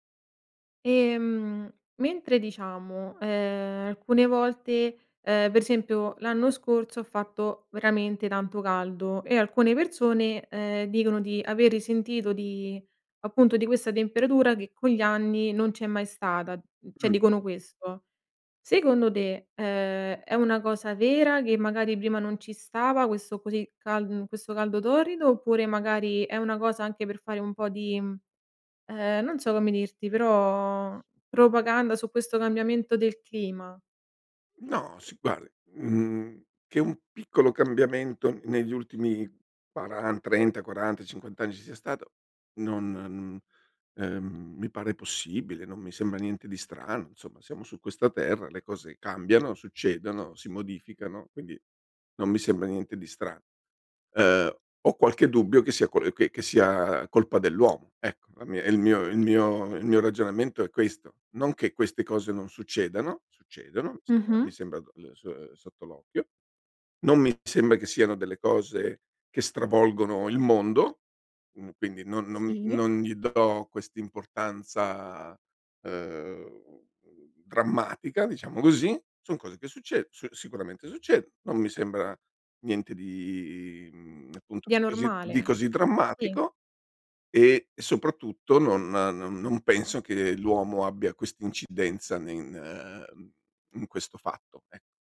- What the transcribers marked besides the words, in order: tapping; "cioè" said as "ceh"; other background noise; "insomma" said as "nsomma"; drawn out: "ehm"; drawn out: "di"
- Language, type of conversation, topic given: Italian, podcast, In che modo i cambiamenti climatici stanno modificando l’andamento delle stagioni?
- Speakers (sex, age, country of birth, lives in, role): female, 25-29, Italy, Italy, host; male, 60-64, Italy, Italy, guest